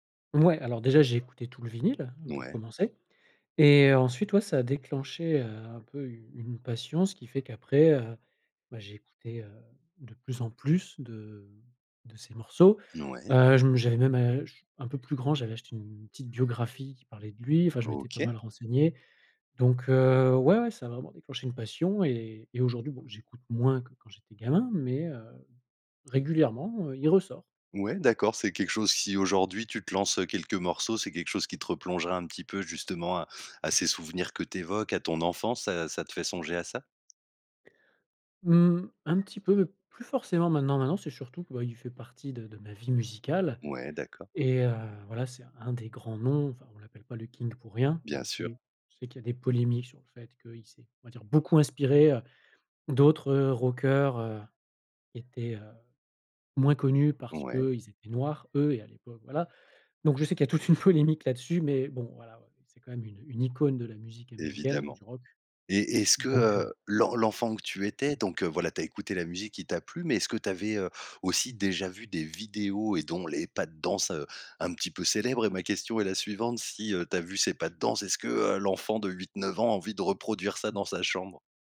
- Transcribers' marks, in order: other background noise; background speech; tapping; laughing while speaking: "toute une"
- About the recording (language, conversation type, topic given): French, podcast, Quelle chanson t’a fait découvrir un artiste important pour toi ?